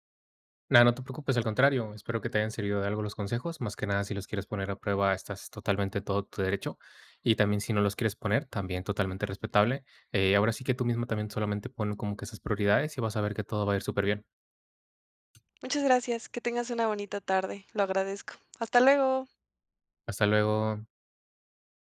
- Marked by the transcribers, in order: tapping
- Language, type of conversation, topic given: Spanish, advice, ¿Qué puedo hacer cuando un amigo siempre cancela los planes a última hora?